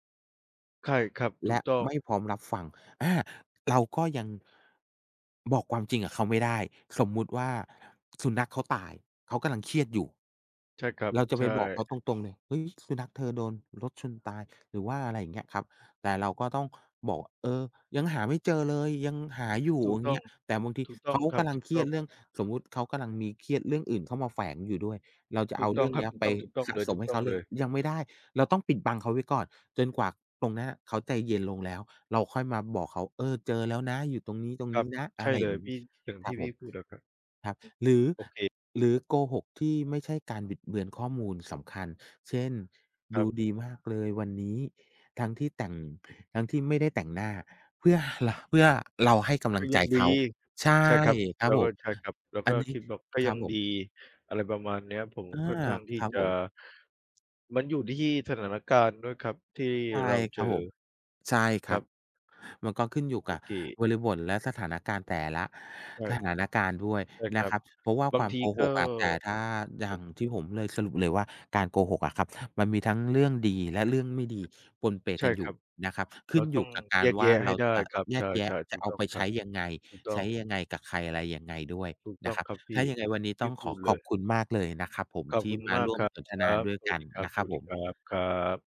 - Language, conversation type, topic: Thai, unstructured, คุณคิดว่าการโกหกในความสัมพันธ์ควรมองว่าเป็นเรื่องใหญ่ไหม?
- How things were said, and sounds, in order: other background noise